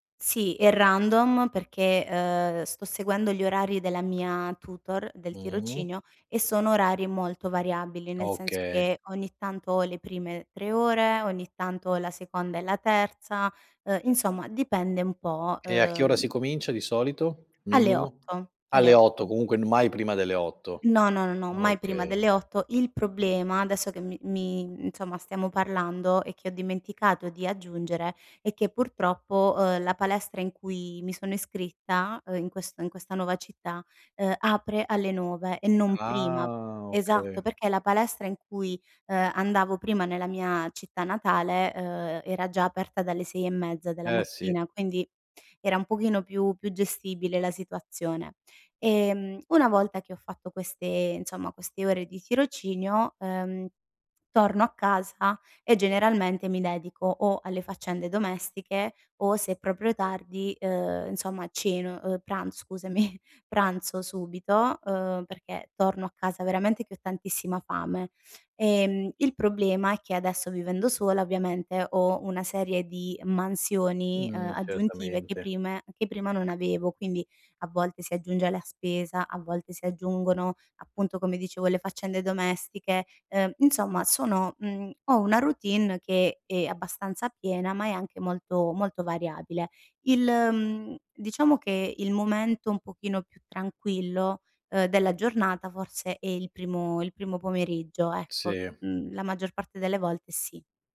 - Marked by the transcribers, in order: "okay" said as "ochee"; laughing while speaking: "scusami"
- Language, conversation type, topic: Italian, advice, Come posso trovare tempo per i miei hobby quando lavoro e ho una famiglia?